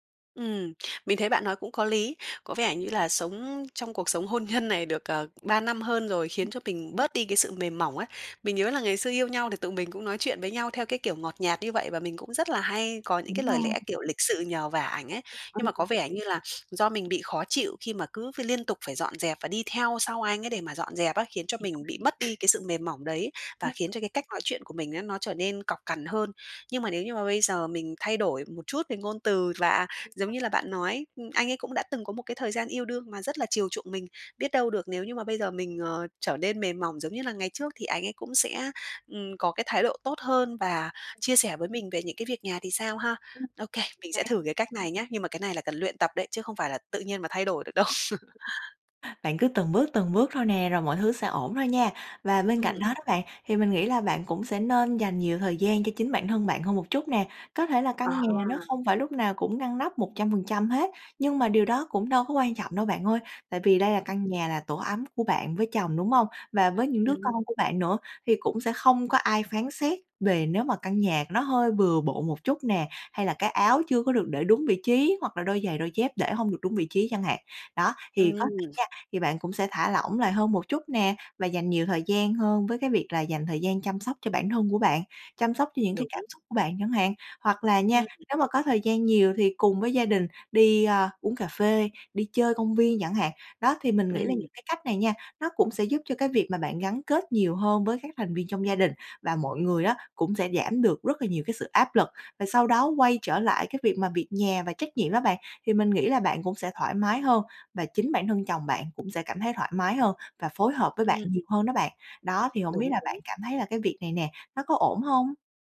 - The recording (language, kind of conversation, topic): Vietnamese, advice, Làm sao để chấm dứt những cuộc cãi vã lặp lại về việc nhà và phân chia trách nhiệm?
- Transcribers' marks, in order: tapping; laughing while speaking: "hôn nhân"; unintelligible speech; sniff; unintelligible speech; other background noise; laughing while speaking: "đâu"; laugh; other noise